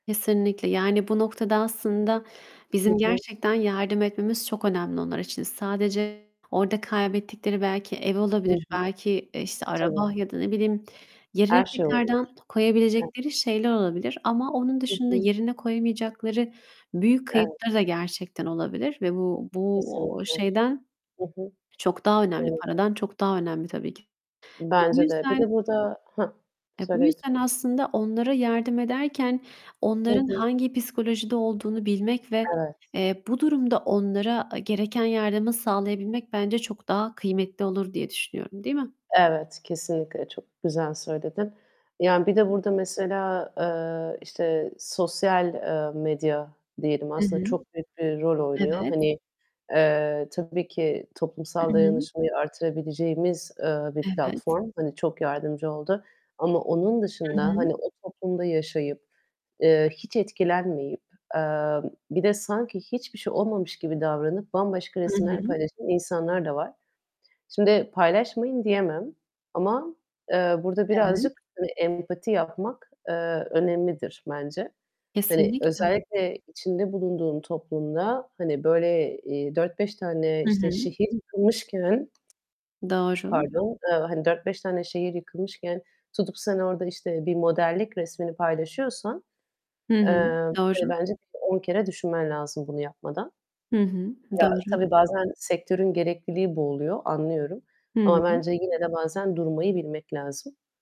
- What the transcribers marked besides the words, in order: tapping; distorted speech; other background noise; unintelligible speech
- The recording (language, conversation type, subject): Turkish, unstructured, Doğal afetlerden zarar gören insanlarla ilgili haberleri duyduğunda ne hissediyorsun?